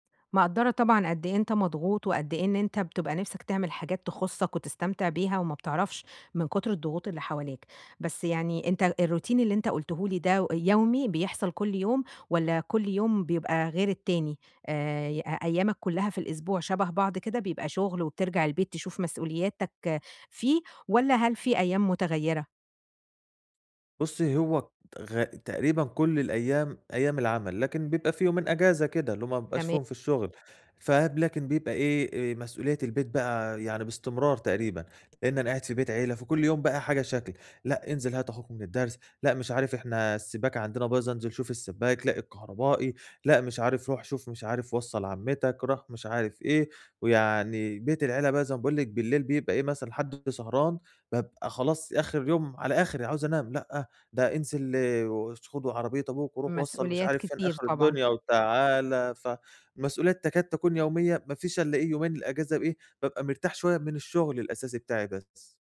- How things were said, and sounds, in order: in English: "الroutine"; tapping
- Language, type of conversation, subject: Arabic, advice, إزاي أوازن بين التزاماتي اليومية ووقتي لهواياتي بشكل مستمر؟